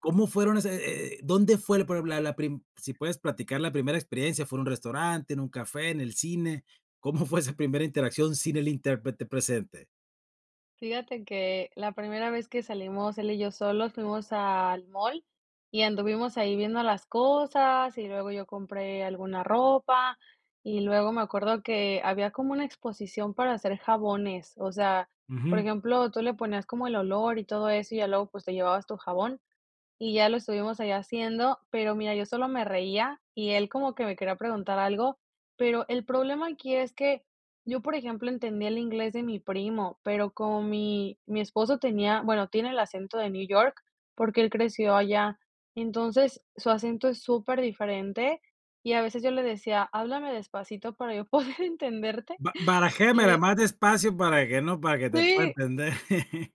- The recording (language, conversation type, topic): Spanish, podcast, ¿Cómo empezaste a estudiar un idioma nuevo y qué fue lo que más te ayudó?
- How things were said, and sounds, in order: laughing while speaking: "¿Cómo fue"; chuckle